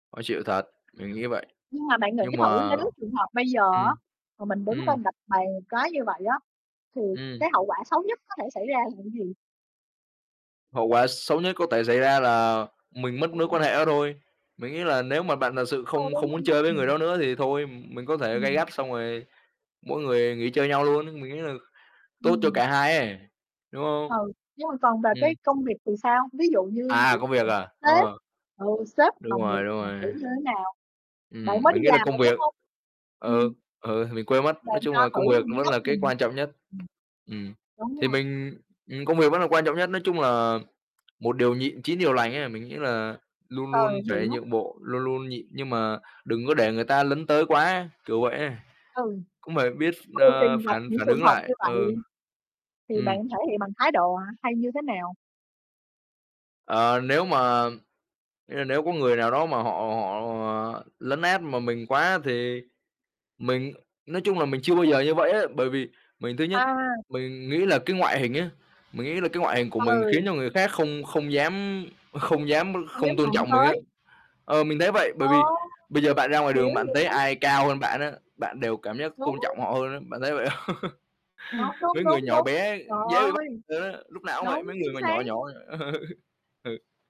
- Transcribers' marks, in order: tapping; static; other background noise; distorted speech; unintelligible speech; unintelligible speech; alarm; laughing while speaking: "ừ"; mechanical hum; laughing while speaking: "không?"; laugh; chuckle
- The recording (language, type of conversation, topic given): Vietnamese, unstructured, Bạn sẽ làm gì khi cả hai bên đều không chịu nhượng bộ?